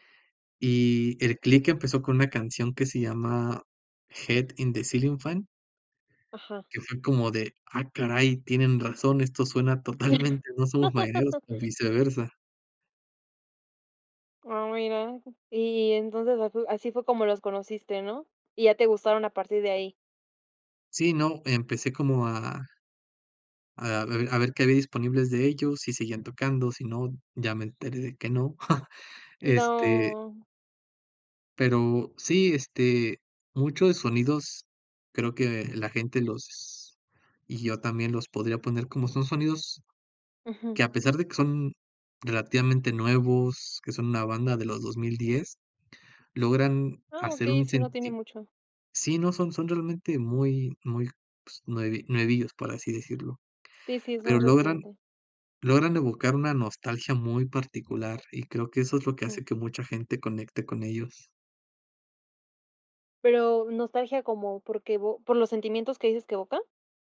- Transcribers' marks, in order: laugh; drawn out: "No"; chuckle; unintelligible speech; tapping
- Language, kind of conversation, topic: Spanish, podcast, ¿Qué artista recomendarías a cualquiera sin dudar?